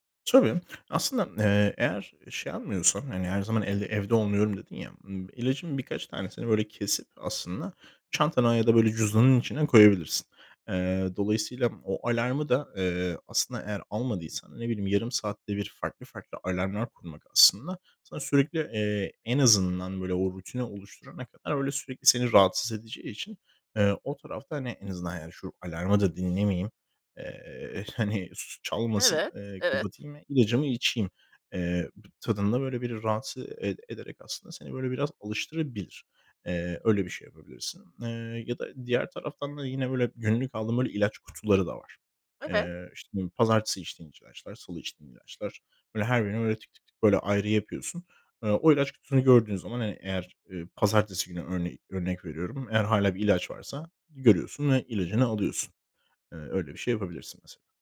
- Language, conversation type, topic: Turkish, advice, İlaçlarınızı veya takviyelerinizi düzenli olarak almamanızın nedeni nedir?
- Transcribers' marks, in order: none